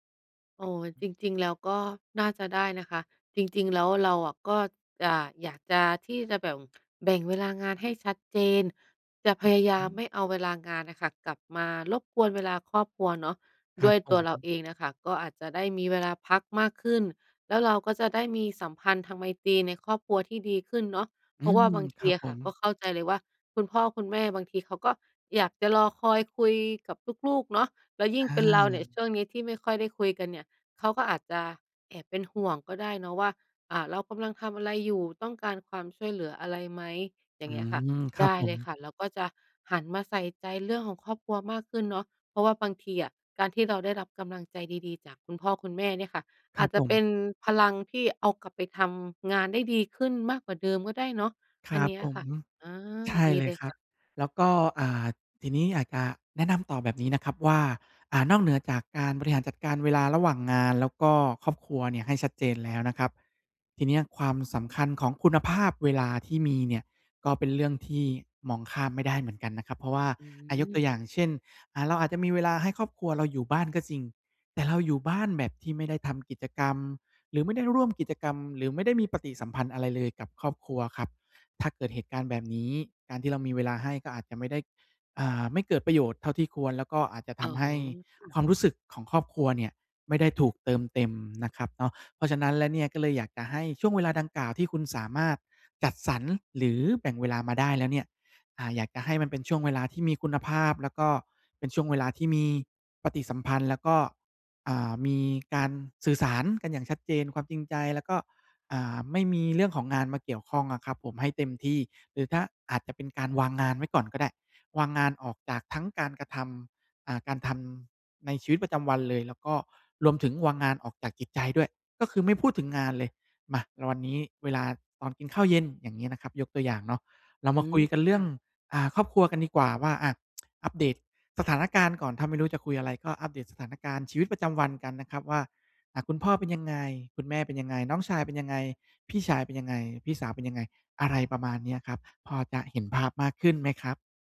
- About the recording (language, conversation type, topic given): Thai, advice, ฉันควรแบ่งเวลาให้สมดุลระหว่างงานกับครอบครัวในแต่ละวันอย่างไร?
- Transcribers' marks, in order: other background noise; tsk